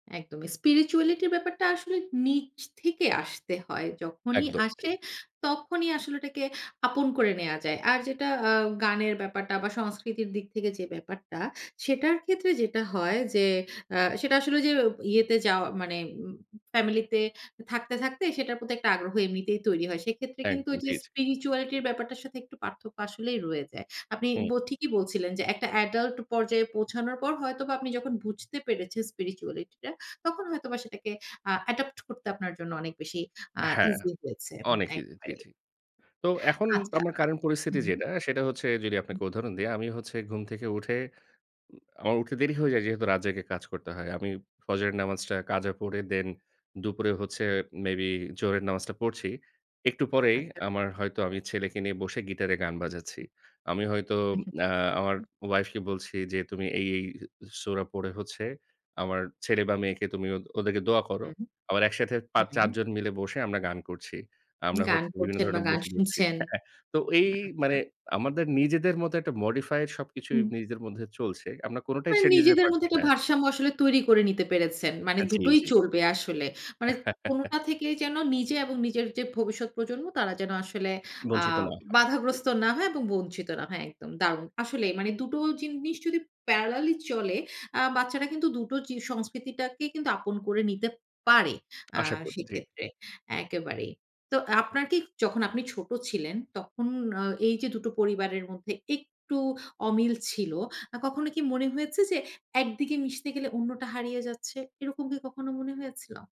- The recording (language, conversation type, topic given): Bengali, podcast, দুই সংস্কৃতির মাঝখানে বড় হয়ে কেমন লাগে?
- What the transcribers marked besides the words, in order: in English: "এডাল্ট"; in English: "অ্যাডপ্ট"; other background noise; chuckle; in English: "মডিফাই"; chuckle; in English: "প্যারালালই"